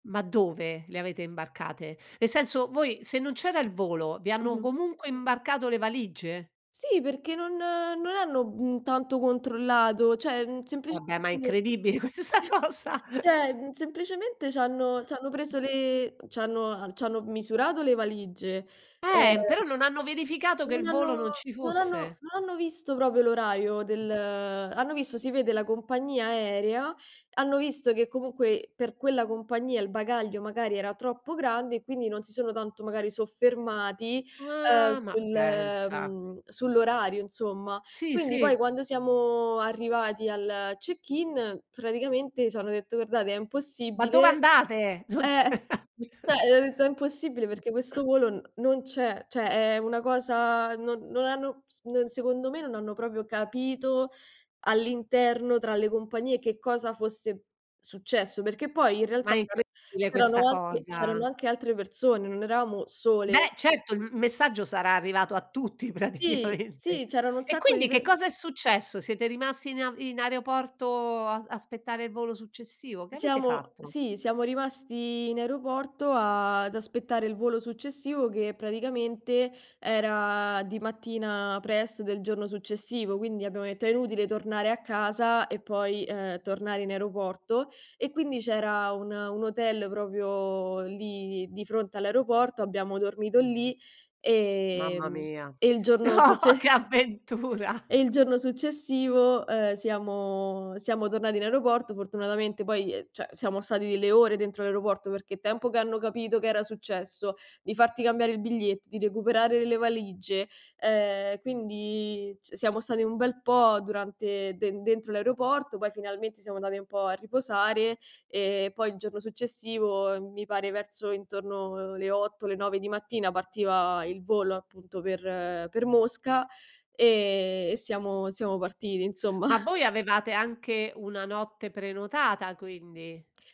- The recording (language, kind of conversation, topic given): Italian, podcast, Ti è mai capitato di perdere un volo o un treno durante un viaggio?
- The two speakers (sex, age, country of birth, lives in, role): female, 25-29, Italy, Italy, guest; female, 60-64, Italy, Italy, host
- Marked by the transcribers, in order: "cioè" said as "ceh"; unintelligible speech; other noise; "cioè" said as "ceh"; laughing while speaking: "questa cosa"; other background noise; "proprio" said as "propo"; tapping; drawn out: "Ah"; put-on voice: "Ma dove andate?"; "cioè" said as "ceh"; laughing while speaking: "Non c"; chuckle; cough; "Cioè" said as "ceh"; "proprio" said as "propio"; background speech; laughing while speaking: "praticamente"; "proprio" said as "propio"; laughing while speaking: "No, che avventura"; "cioè" said as "ceh"; laughing while speaking: "insomma"